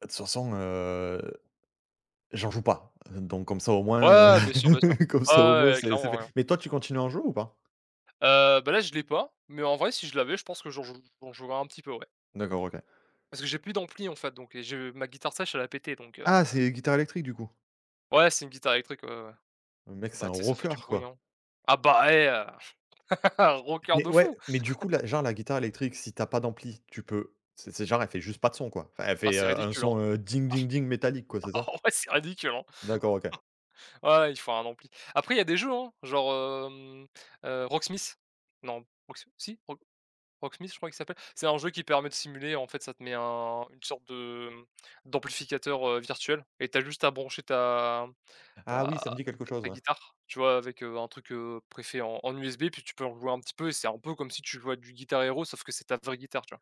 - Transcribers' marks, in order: drawn out: "heu"; chuckle; laughing while speaking: "comme ça au moins c'est c'est fait"; chuckle; laugh; chuckle; laughing while speaking: "Ah ouais, c'est ridicule, hein !"
- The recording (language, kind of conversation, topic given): French, unstructured, Comment la musique influence-t-elle ton humeur au quotidien ?